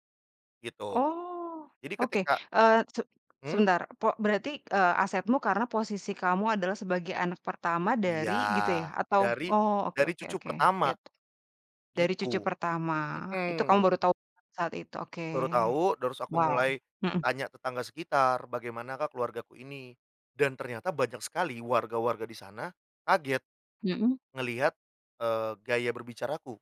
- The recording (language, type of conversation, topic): Indonesian, podcast, Pernahkah kamu pulang ke kampung untuk menelusuri akar keluargamu?
- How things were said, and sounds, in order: tapping; unintelligible speech